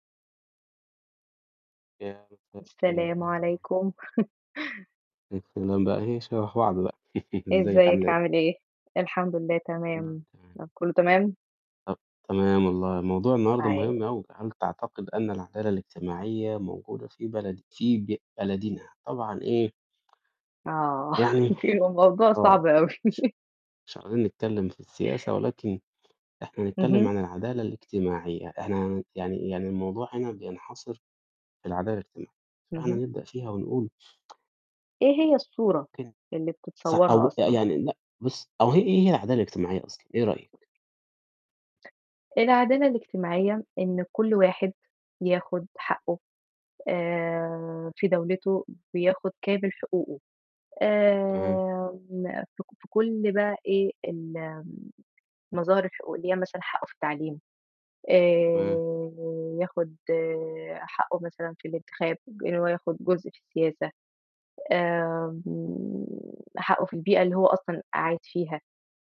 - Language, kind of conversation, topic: Arabic, unstructured, إنت شايف إن العدالة الاجتماعية موجودة فعلًا في بلدنا؟
- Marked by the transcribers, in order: distorted speech; chuckle; unintelligible speech; chuckle; chuckle; chuckle; tsk; tapping